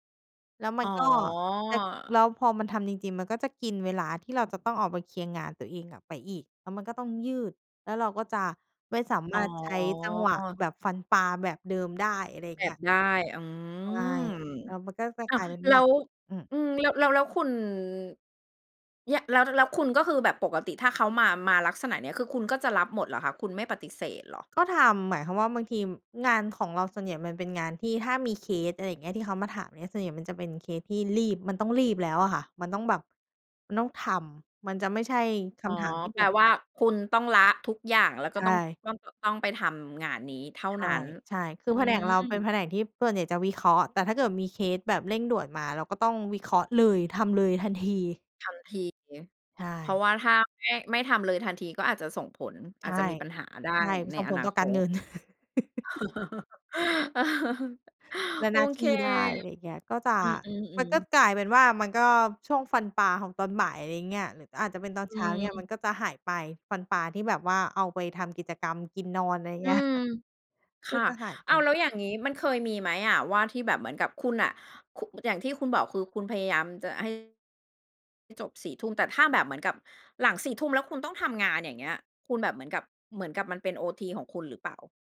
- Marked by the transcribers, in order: chuckle; laugh; chuckle; other background noise
- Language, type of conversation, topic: Thai, podcast, เล่าให้ฟังหน่อยว่าคุณจัดสมดุลระหว่างงานกับชีวิตส่วนตัวยังไง?